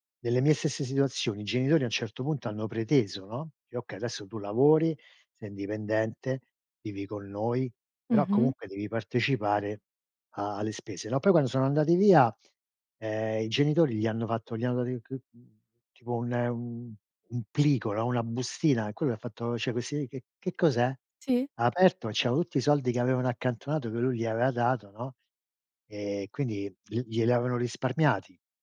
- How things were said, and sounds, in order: none
- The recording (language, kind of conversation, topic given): Italian, unstructured, Come scegli tra risparmiare e goderti subito il denaro?